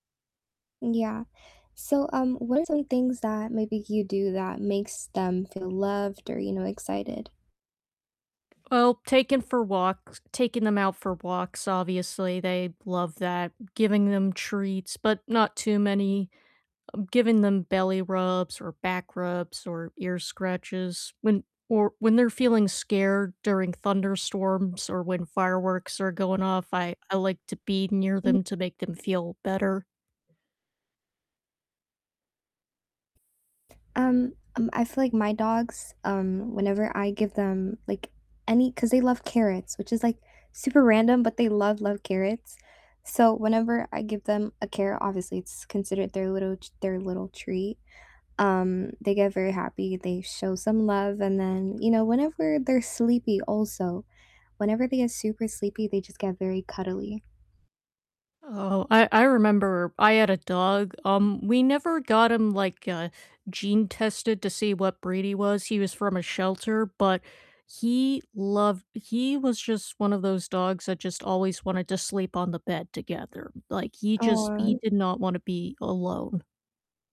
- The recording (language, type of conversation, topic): English, unstructured, How do pets show their owners that they love them?
- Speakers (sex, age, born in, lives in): female, 20-24, United States, United States; female, 30-34, United States, United States
- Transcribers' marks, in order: tapping; static; distorted speech